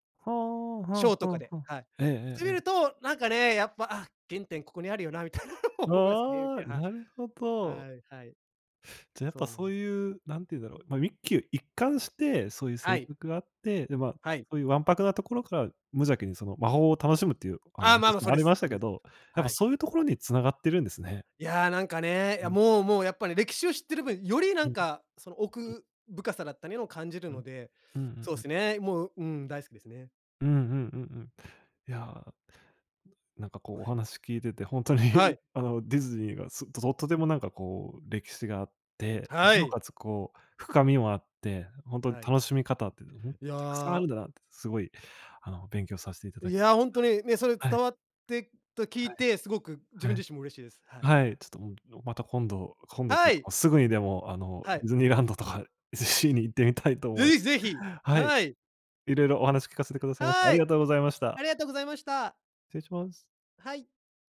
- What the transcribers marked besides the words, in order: laughing while speaking: "みたいなの思いますね"; other noise; laughing while speaking: "ほんとに"; unintelligible speech
- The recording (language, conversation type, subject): Japanese, podcast, 好きなキャラクターの魅力を教えてくれますか？